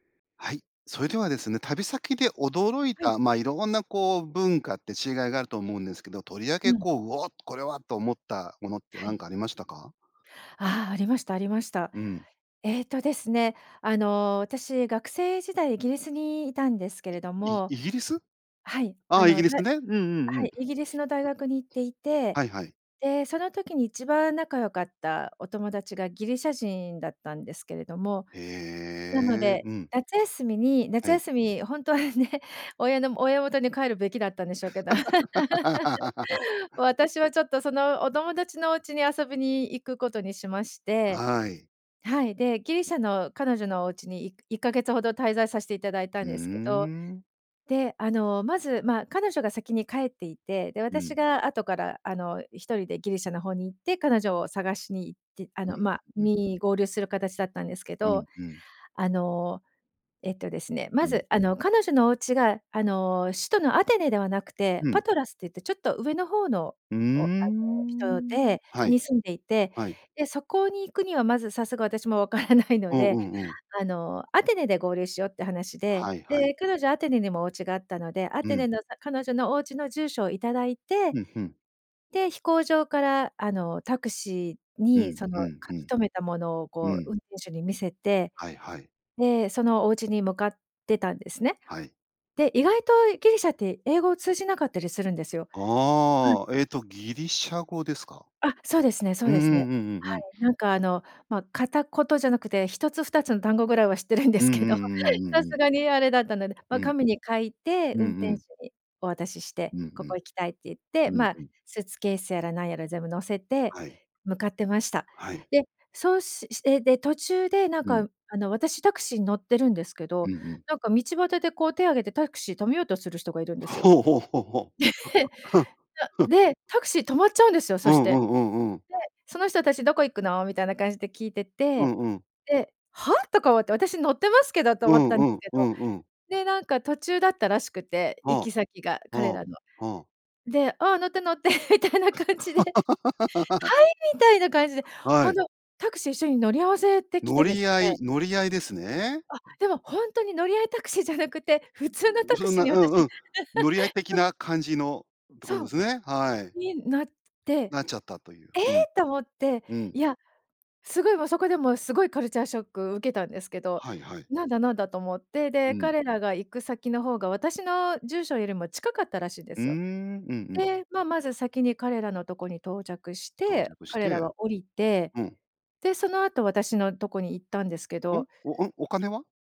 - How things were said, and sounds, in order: tapping; laughing while speaking: "ほんとはね"; laugh; other background noise; laughing while speaking: "知ってるんですけど、さすがに"; laughing while speaking: "で、へ"; chuckle; snort; laughing while speaking: "みたいな感じで"; laugh; laugh
- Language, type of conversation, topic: Japanese, podcast, 旅先で驚いた文化の違いは何でしたか？
- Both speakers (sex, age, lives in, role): female, 50-54, Japan, guest; male, 50-54, Japan, host